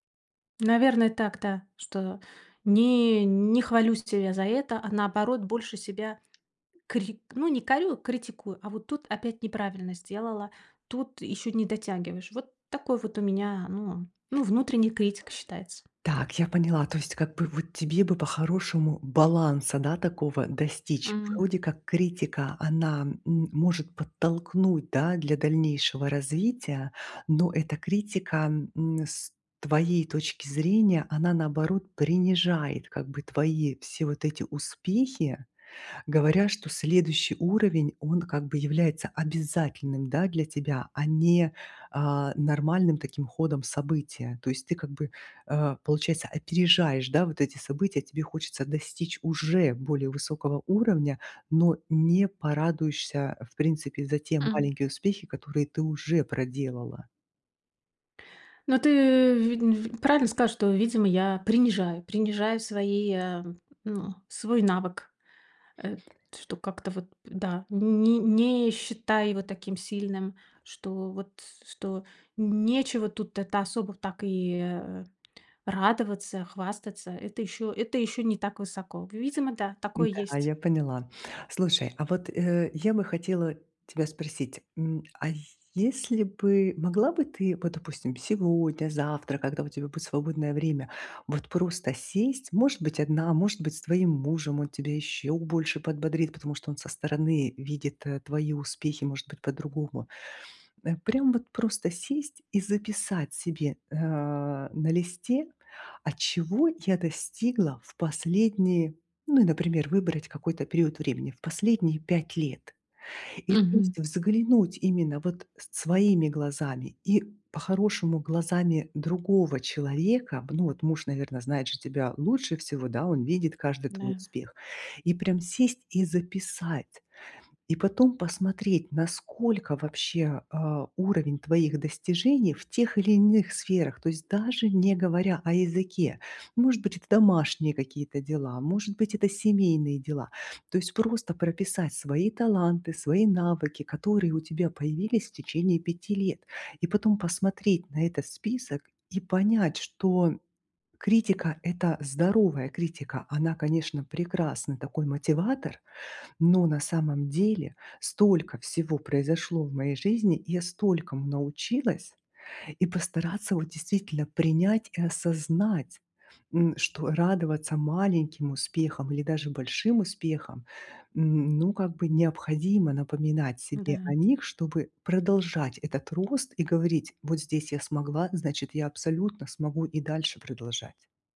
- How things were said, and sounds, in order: other background noise; tapping
- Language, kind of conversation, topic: Russian, advice, Как мне лучше принять и использовать свои таланты и навыки?